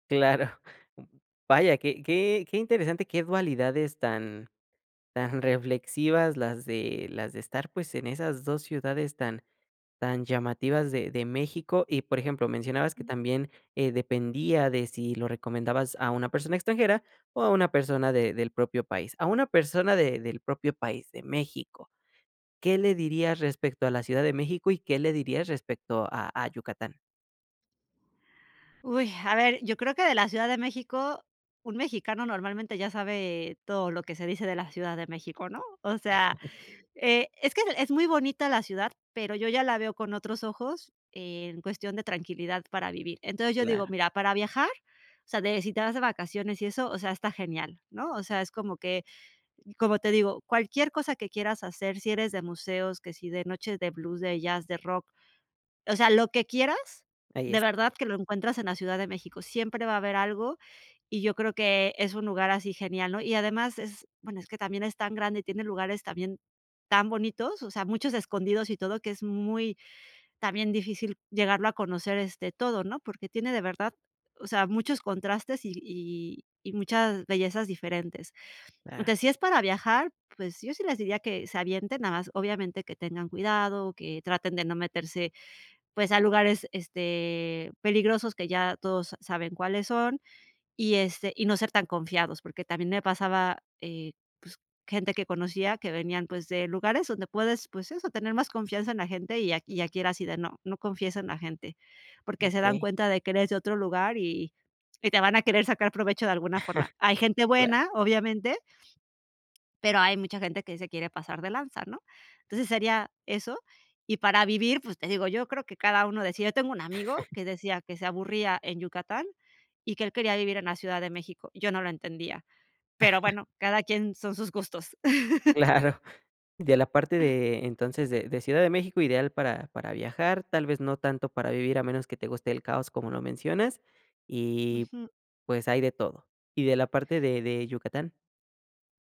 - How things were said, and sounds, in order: laughing while speaking: "Claro"; chuckle; chuckle; tapping; chuckle; chuckle; laughing while speaking: "Claro"; laugh; other noise
- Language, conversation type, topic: Spanish, podcast, ¿Qué significa para ti decir que eres de algún lugar?